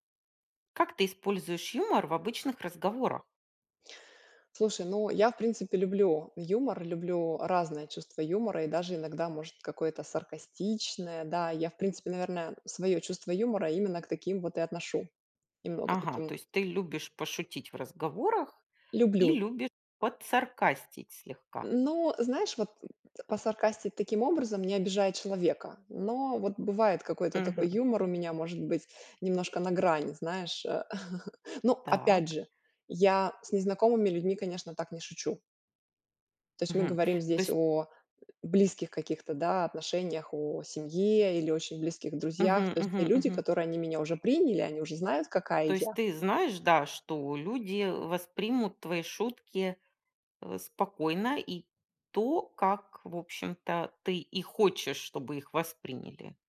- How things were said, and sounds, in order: chuckle; chuckle
- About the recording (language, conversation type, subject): Russian, podcast, Как вы используете юмор в разговорах?